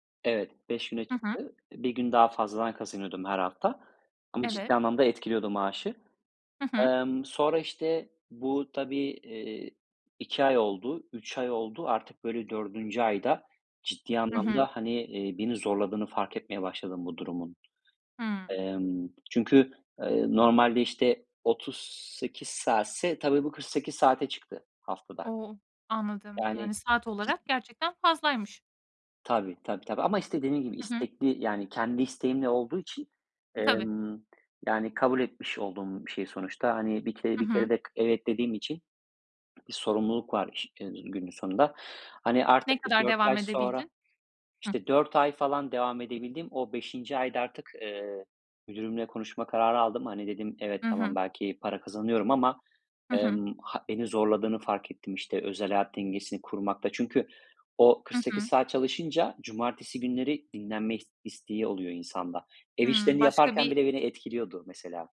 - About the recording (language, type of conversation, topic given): Turkish, podcast, İş ve özel hayat dengesini nasıl kuruyorsun, tavsiyen nedir?
- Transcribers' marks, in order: other background noise; unintelligible speech